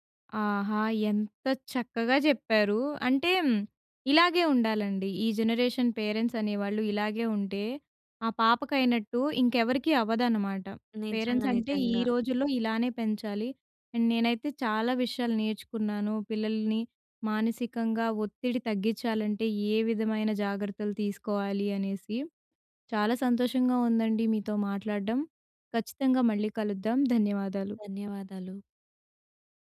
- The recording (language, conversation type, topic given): Telugu, podcast, స్కూల్‌లో మానసిక ఆరోగ్యానికి ఎంత ప్రాధాన్యం ఇస్తారు?
- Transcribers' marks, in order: in English: "జనరేషన్ పేరెంట్స్"; in English: "పేరెంట్స్"; in English: "అండ్"